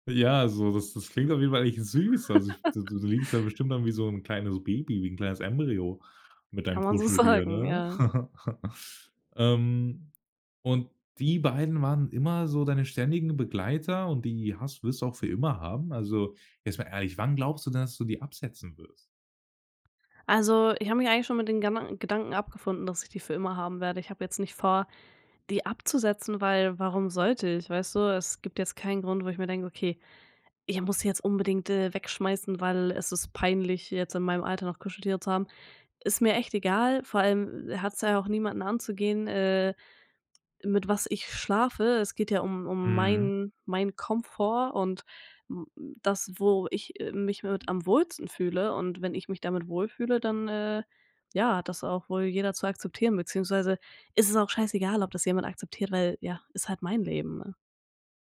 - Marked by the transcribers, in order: giggle; laughing while speaking: "sagen"; giggle; other background noise
- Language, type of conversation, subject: German, podcast, Welches Spielzeug war dein ständiger Begleiter?